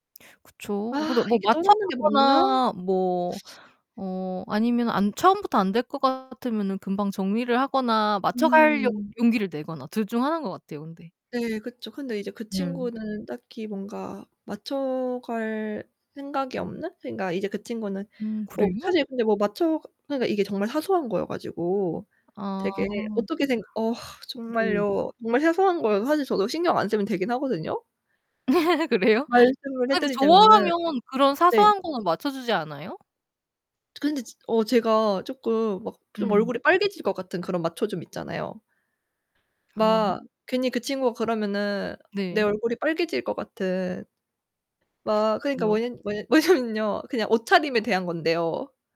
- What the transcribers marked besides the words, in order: distorted speech; other background noise; laugh; laughing while speaking: "뭐냐면요"
- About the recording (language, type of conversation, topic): Korean, unstructured, 연애에서 가장 중요한 가치는 무엇이라고 생각하시나요?